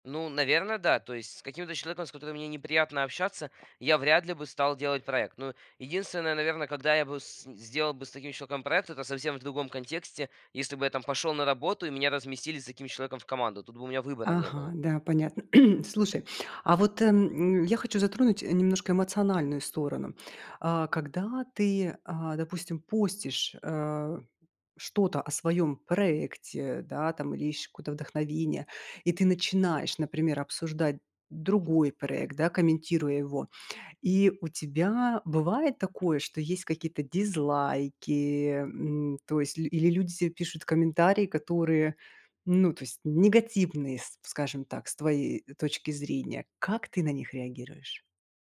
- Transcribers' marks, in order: other background noise; throat clearing
- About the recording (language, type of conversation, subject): Russian, podcast, Как социальные сети влияют на твой творческий процесс?